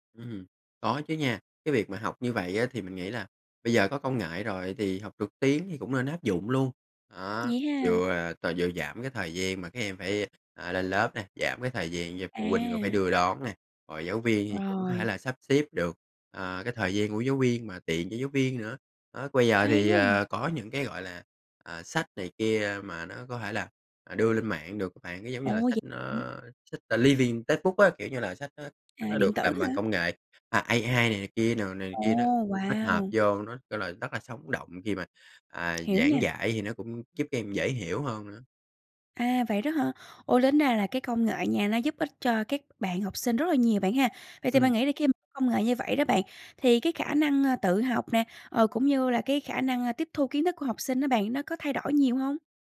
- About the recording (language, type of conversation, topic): Vietnamese, podcast, Công nghệ sẽ làm trường học thay đổi như thế nào trong tương lai?
- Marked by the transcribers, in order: tapping; in English: "living textbook"; other background noise; "tính" said as "lến"